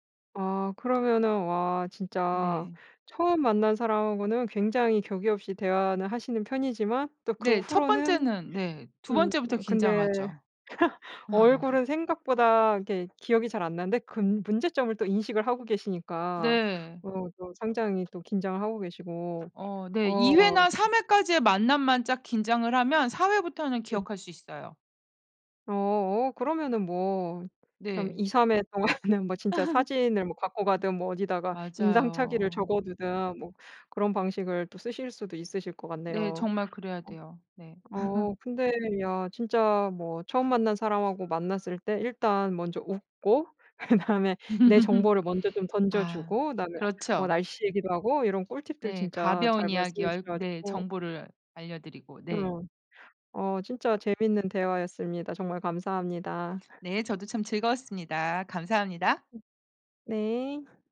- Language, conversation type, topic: Korean, podcast, 처음 만난 사람과 자연스럽게 친해지려면 어떻게 해야 하나요?
- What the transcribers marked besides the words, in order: other background noise; laugh; "그" said as "근"; laughing while speaking: "동안은"; laugh; laugh; laughing while speaking: "그다음에"; laugh